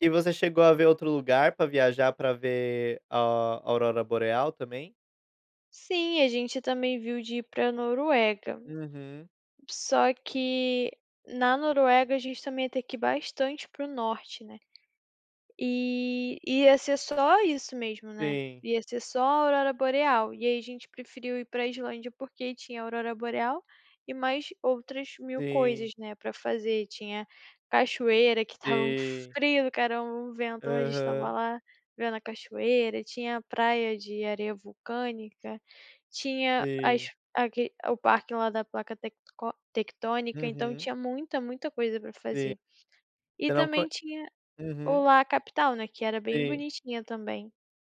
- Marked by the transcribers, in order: tapping
- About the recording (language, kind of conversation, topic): Portuguese, podcast, Me conta sobre uma viagem que mudou a sua vida?
- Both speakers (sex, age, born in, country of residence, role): female, 20-24, Brazil, Hungary, guest; male, 25-29, Brazil, Portugal, host